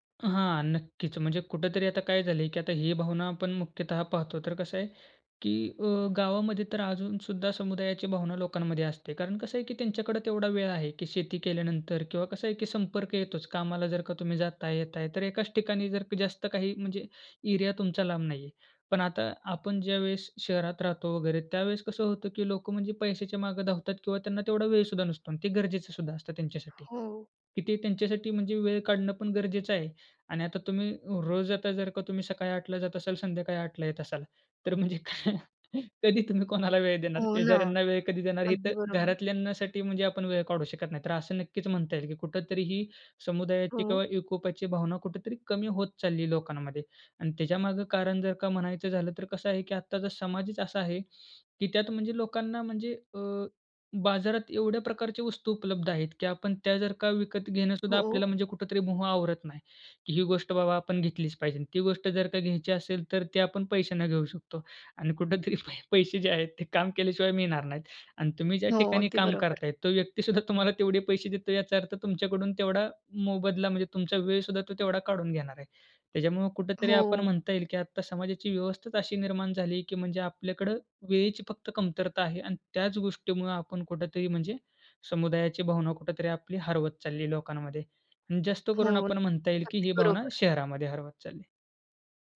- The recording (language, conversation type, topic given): Marathi, podcast, आपल्या गावात किंवा परिसरात समुदायाची भावना जपण्याचे सोपे मार्ग कोणते आहेत?
- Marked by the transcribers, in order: tapping; laughing while speaking: "काय. कधी तुम्ही कोणाला वेळ देणार? शेजाऱ्यांना वेळ"; laughing while speaking: "कुठेतरी पै पैसे जे आहेत ते काम"; laughing while speaking: "सुद्धा तुम्हाला"